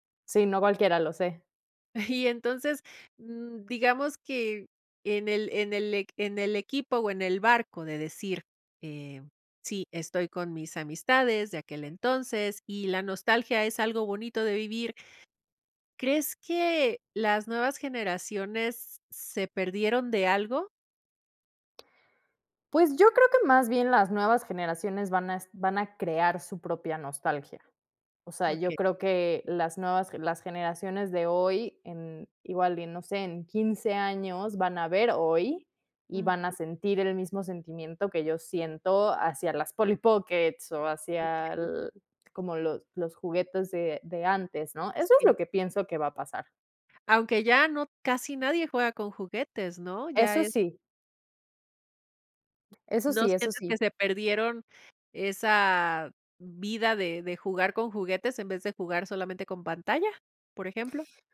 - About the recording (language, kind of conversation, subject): Spanish, podcast, ¿Cómo influye la nostalgia en ti al volver a ver algo antiguo?
- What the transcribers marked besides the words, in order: laughing while speaking: "Y"; other background noise; other noise